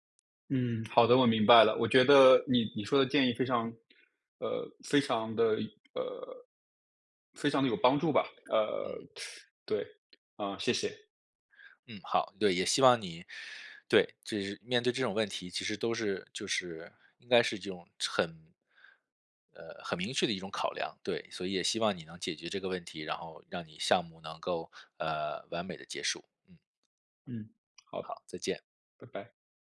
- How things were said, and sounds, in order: teeth sucking; tapping
- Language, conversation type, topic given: Chinese, advice, 如何在不伤害同事感受的情况下给出反馈？